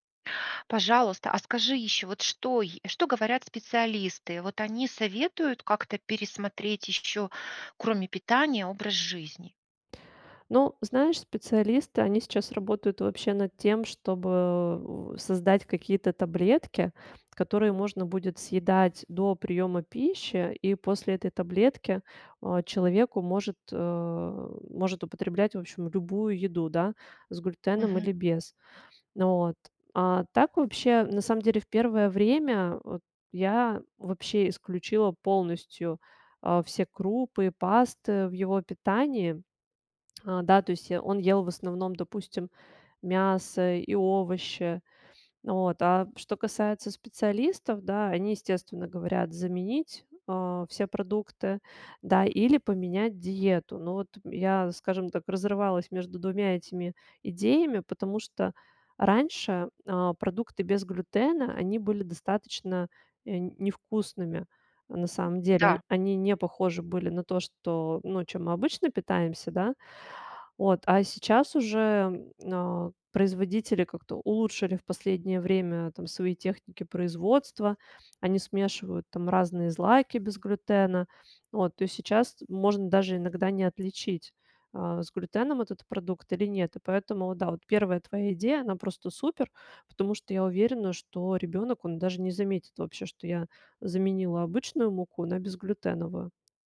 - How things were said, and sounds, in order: grunt; lip smack; tapping
- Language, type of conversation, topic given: Russian, advice, Какое изменение в вашем здоровье потребовало от вас новой рутины?